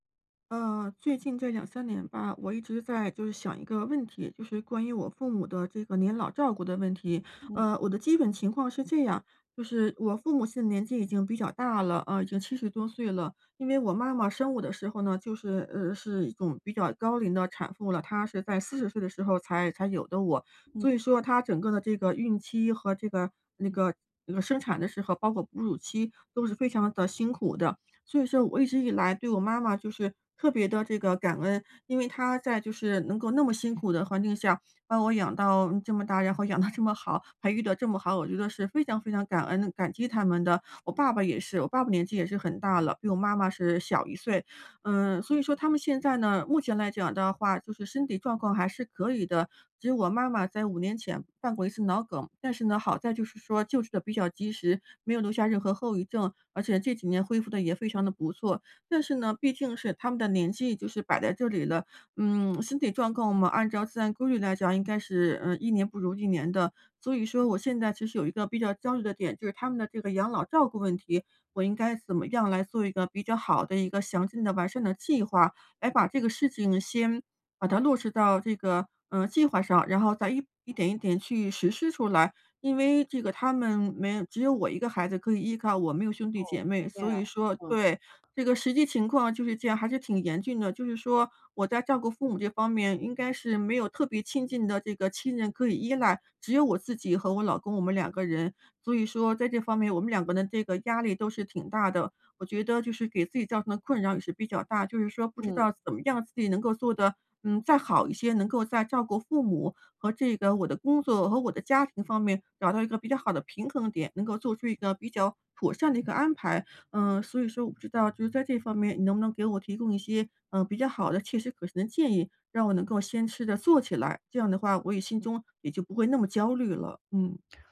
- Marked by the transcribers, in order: laughing while speaking: "养到这么好"; other background noise
- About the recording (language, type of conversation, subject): Chinese, advice, 我该如何在工作与照顾年迈父母之间找到平衡？